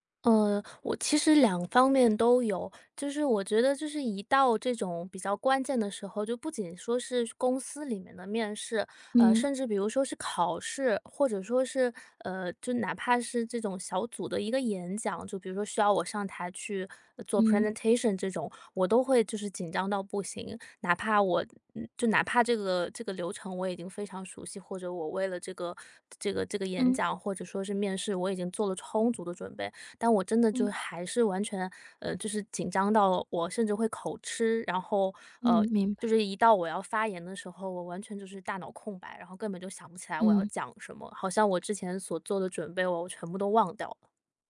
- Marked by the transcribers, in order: other background noise; in English: "presentation"
- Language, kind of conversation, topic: Chinese, advice, 面试或考试前我为什么会极度紧张？